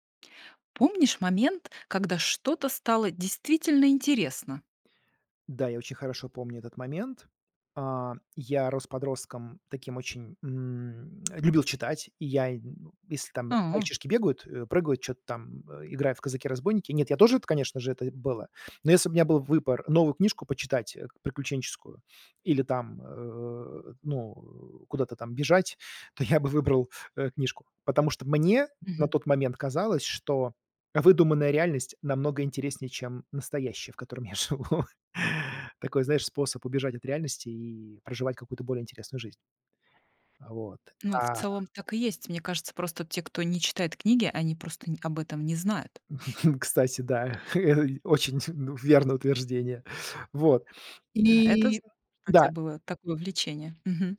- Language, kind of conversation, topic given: Russian, podcast, Помнишь момент, когда что‑то стало действительно интересно?
- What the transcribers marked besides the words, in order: laughing while speaking: "я бы"; laughing while speaking: "я живу"; laugh; chuckle; laughing while speaking: "Очень, ну, верное утверждение"; tapping; unintelligible speech